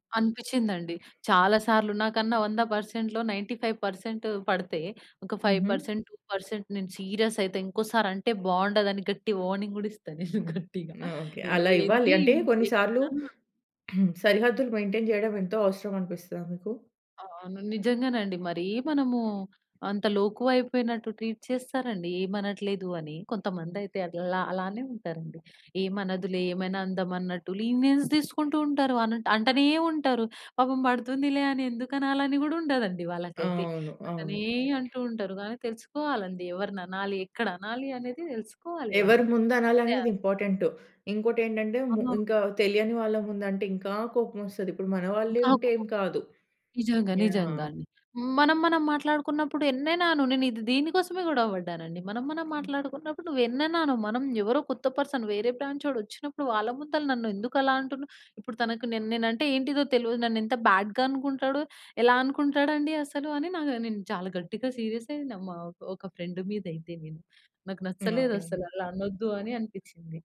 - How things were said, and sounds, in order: in English: "నైన్టీ ఫైవ్ పర్సెంట్"; in English: "ఫైవ్ పర్సెంట్ టూ పర్సెంట్"; in English: "సీరియస్"; in English: "వార్నింగ్"; chuckle; throat clearing; unintelligible speech; in English: "మెయింటైన్"; in English: "ట్రీట్"; in English: "లీనియెన్స్"; other background noise; unintelligible speech; unintelligible speech; in English: "పర్సన్"; in English: "బ్యాడ్‌గా"; in English: "సీరియస్"; in English: "ఫ్రెండ్"
- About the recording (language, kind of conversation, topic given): Telugu, podcast, గొడవలో హాస్యాన్ని ఉపయోగించడం ఎంతవరకు సహాయపడుతుంది?